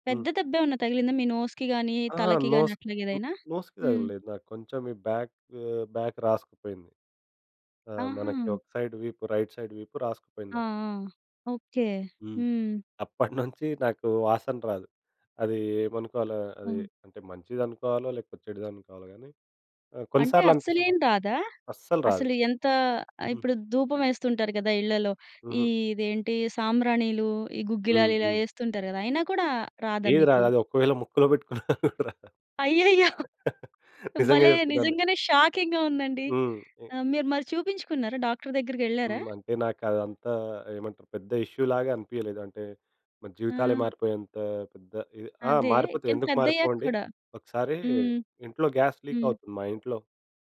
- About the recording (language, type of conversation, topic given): Telugu, podcast, రాత్రి బాగా నిద్రపోవడానికి మీకు ఎలాంటి వెలుతురు మరియు శబ్ద వాతావరణం ఇష్టం?
- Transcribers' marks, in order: in English: "నోస్‌కి"; in English: "నోస్ న్ నోస్‌కి"; in English: "బాక్ బాక్"; in English: "సైడ్"; in English: "రైట్ సైడ్"; giggle; laughing while speaking: "అయ్యయ్యో!"; laughing while speaking: "గూడ రా"; in English: "షాకింగ్‌గా"; in English: "డాక్టర్"; in English: "ఇష్యూ"; other background noise; in English: "గ్యాస్ లీక్"